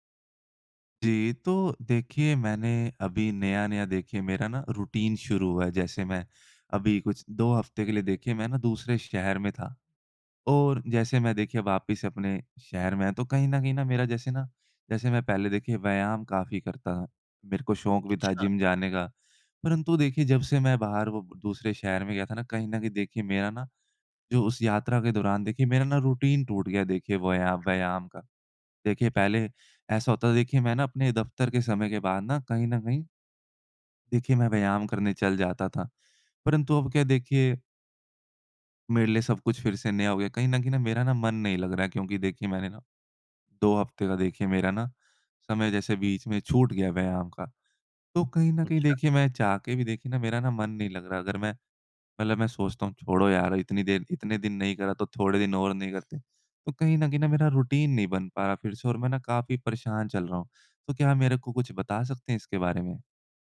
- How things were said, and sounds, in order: in English: "रूटीन"; in English: "रूटीन"; other background noise; in English: "रूटीन"
- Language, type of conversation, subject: Hindi, advice, यात्रा के बाद व्यायाम की दिनचर्या दोबारा कैसे शुरू करूँ?